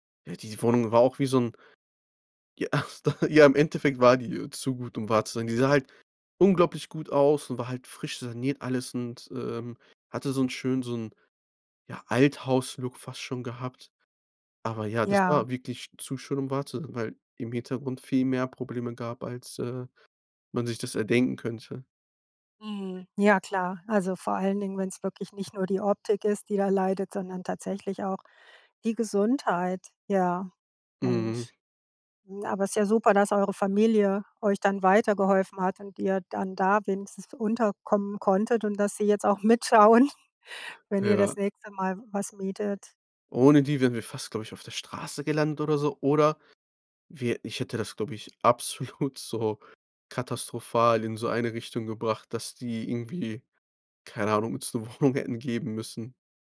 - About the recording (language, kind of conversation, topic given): German, podcast, Wann hat ein Umzug dein Leben unerwartet verändert?
- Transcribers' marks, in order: laughing while speaking: "Ja"; laughing while speaking: "mitschauen"; laughing while speaking: "absolut"; laughing while speaking: "Wohnung"